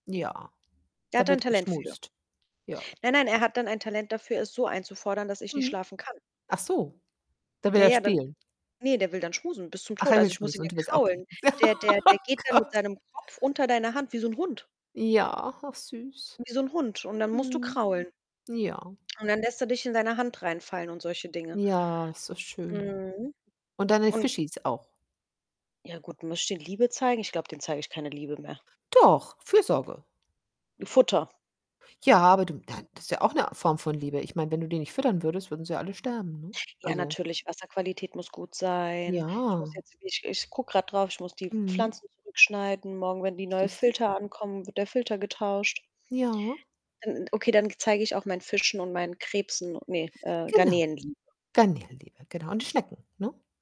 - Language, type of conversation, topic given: German, unstructured, Wie kann man jeden Tag Liebe zeigen?
- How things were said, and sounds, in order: other background noise; laugh; laughing while speaking: "Ah Gott"; distorted speech